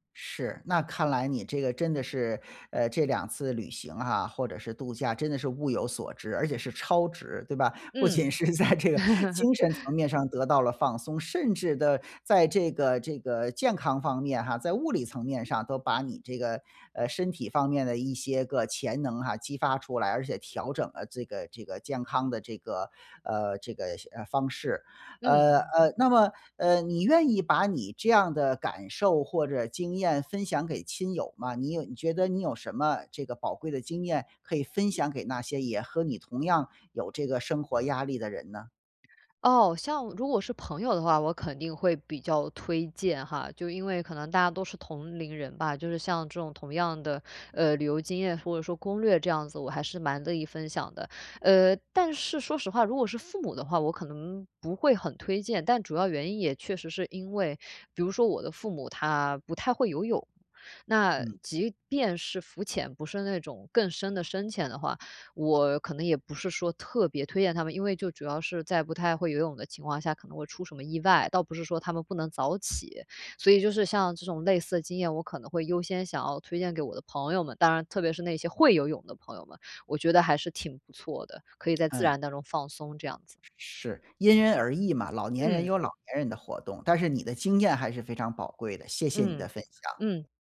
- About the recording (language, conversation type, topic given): Chinese, podcast, 在自然环境中放慢脚步有什么好处？
- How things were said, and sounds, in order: laughing while speaking: "是在这个"; other background noise; chuckle; tapping